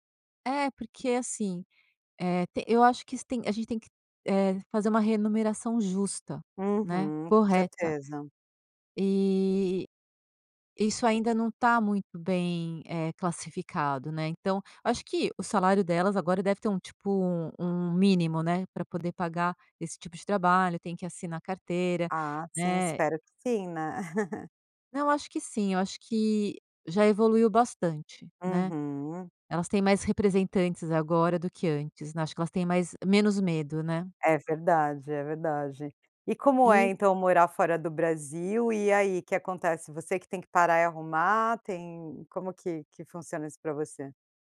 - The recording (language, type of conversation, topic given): Portuguese, podcast, Como você evita distrações domésticas quando precisa se concentrar em casa?
- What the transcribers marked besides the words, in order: tapping; laugh